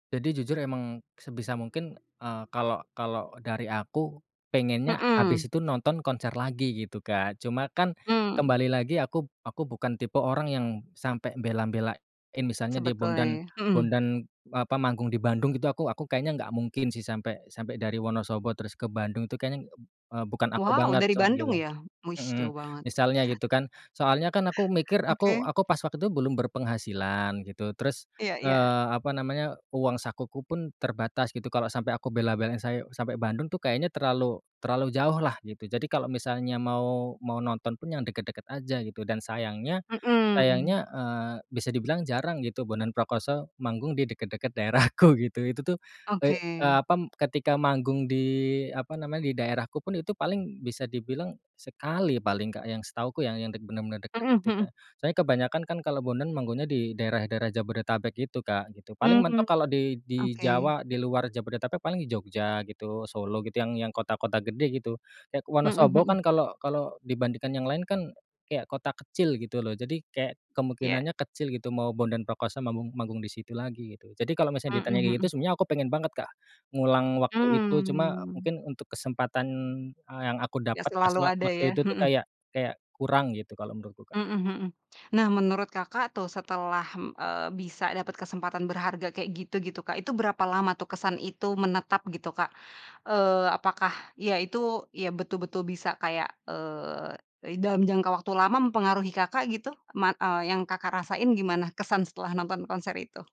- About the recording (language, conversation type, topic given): Indonesian, podcast, Apa pengalaman konser paling berkesan yang pernah kamu datangi?
- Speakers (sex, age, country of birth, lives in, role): female, 30-34, Indonesia, Indonesia, host; male, 30-34, Indonesia, Indonesia, guest
- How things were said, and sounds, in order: tapping; laughing while speaking: "daerahku"; "manggungnya" said as "manggunya"